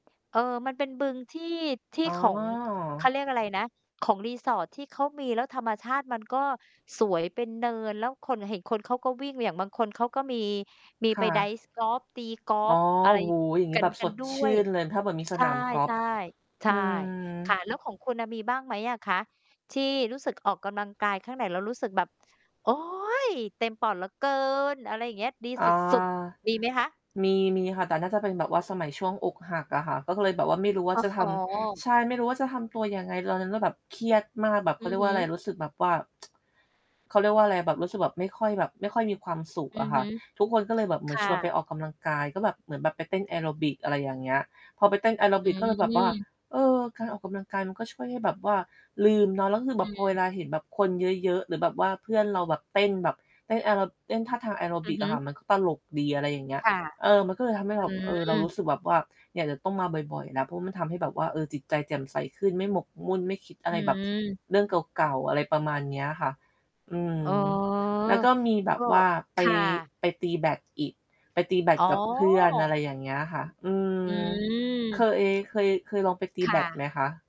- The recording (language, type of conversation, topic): Thai, unstructured, การออกกำลังกายช่วยลดความเครียดได้จริงไหม?
- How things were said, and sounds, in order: static; tapping; tsk